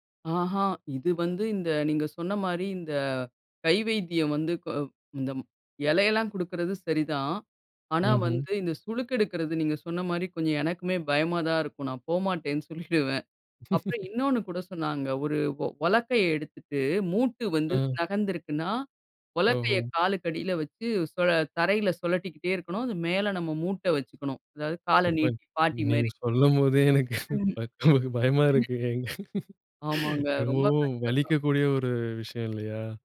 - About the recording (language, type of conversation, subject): Tamil, podcast, நீங்கள் பாரம்பரிய மருத்துவத்தை முயற்சி செய்திருக்கிறீர்களா, அது உங்களுக்கு எவ்வாறு உதவியது?
- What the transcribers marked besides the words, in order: other background noise; laughing while speaking: "சொல்லிடுவேன்"; chuckle; unintelligible speech; laughing while speaking: "எனக்கு பய எனக்கு பயமா இருக்குங்க"; unintelligible speech